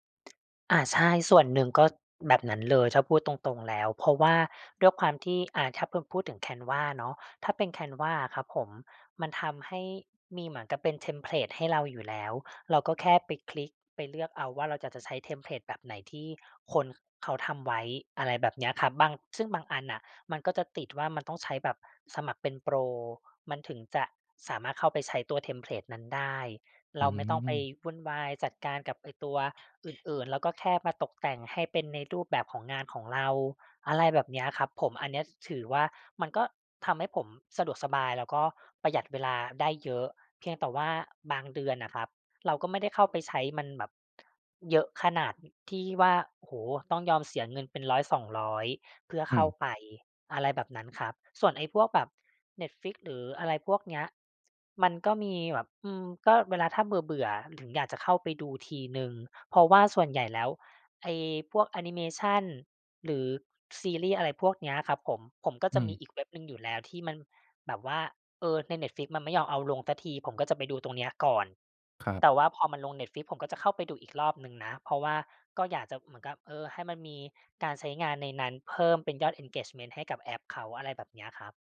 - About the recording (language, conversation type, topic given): Thai, advice, ฉันสมัครบริการรายเดือนหลายอย่างแต่แทบไม่ได้ใช้ และควรทำอย่างไรกับความรู้สึกผิดเวลาเสียเงิน?
- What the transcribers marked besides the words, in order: tapping; other background noise